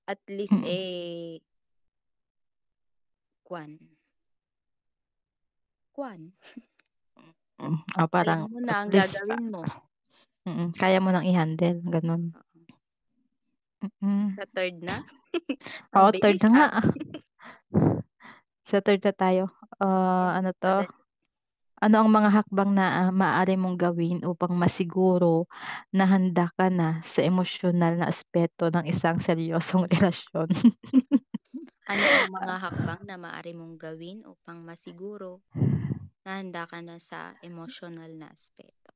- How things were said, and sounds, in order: mechanical hum; static; tapping; chuckle; distorted speech; other background noise; sniff; chuckle; chuckle; laughing while speaking: "relasyon?"; laugh; exhale
- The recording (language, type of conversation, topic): Filipino, unstructured, Paano mo malalaman kung handa ka na para sa isang seryosong relasyon?